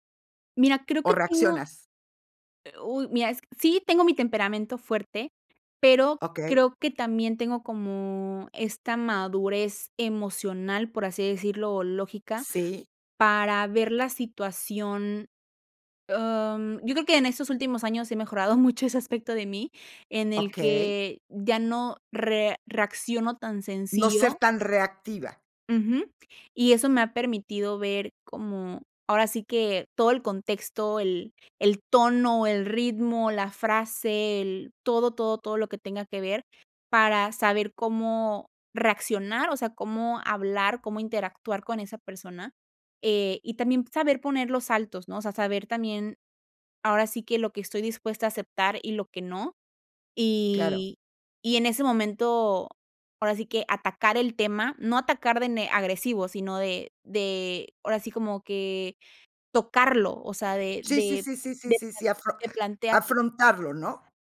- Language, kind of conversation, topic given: Spanish, podcast, ¿Cómo explicas tus límites a tu familia?
- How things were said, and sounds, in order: none